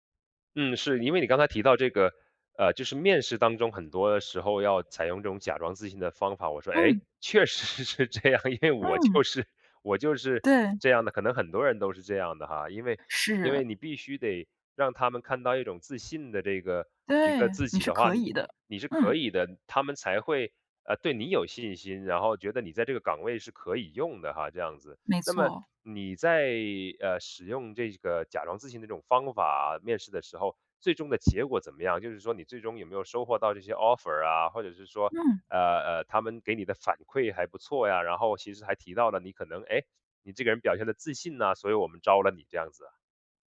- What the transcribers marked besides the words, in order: laughing while speaking: "确实是这样，因为我就是"; other background noise
- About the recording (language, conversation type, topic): Chinese, podcast, 你有没有用过“假装自信”的方法？效果如何？